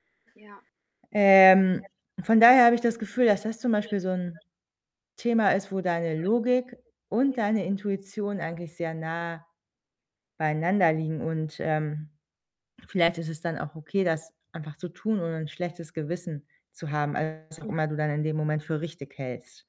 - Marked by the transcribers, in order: static; distorted speech; unintelligible speech; unintelligible speech; other background noise
- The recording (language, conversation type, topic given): German, advice, Wie entscheide ich, wann ich auf Logik und wann auf meine Intuition hören sollte?